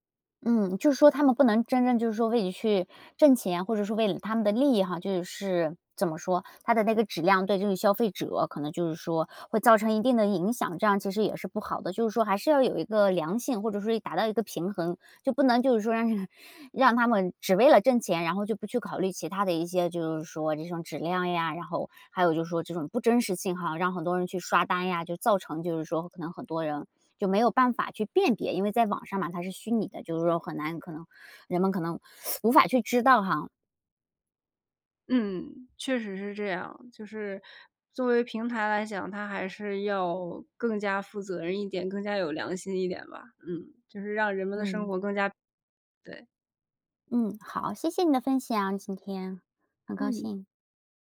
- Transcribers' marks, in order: laughing while speaking: "让 让"; teeth sucking; joyful: "谢谢你的分享"
- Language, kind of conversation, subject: Chinese, podcast, 短视频是否改变了人们的注意力，你怎么看？